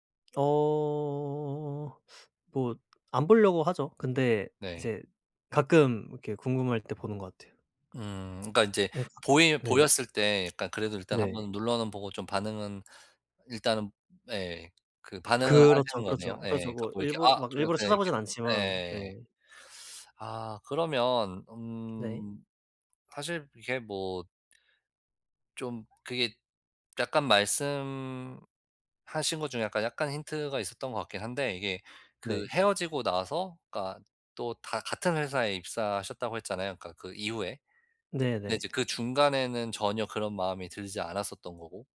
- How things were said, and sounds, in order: other background noise; tapping
- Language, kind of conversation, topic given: Korean, advice, SNS에서 전 연인의 게시물을 계속 보게 될 때 그만두려면 어떻게 해야 하나요?